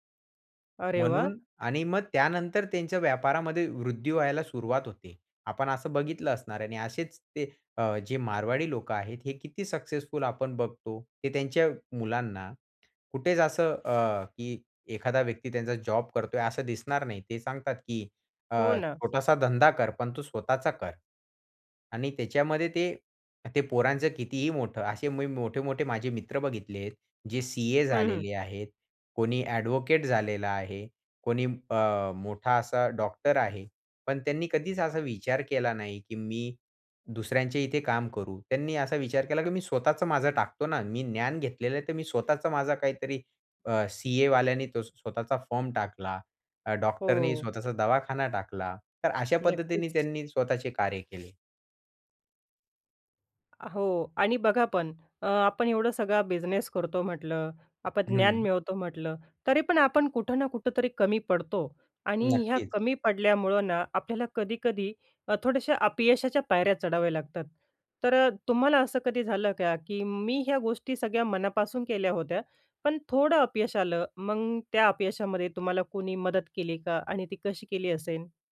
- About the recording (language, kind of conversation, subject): Marathi, podcast, नवीन क्षेत्रात उतरताना ज्ञान कसं मिळवलंत?
- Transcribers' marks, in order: other noise; tapping; in English: "ॲडव्होकेट"; in English: "फर्म"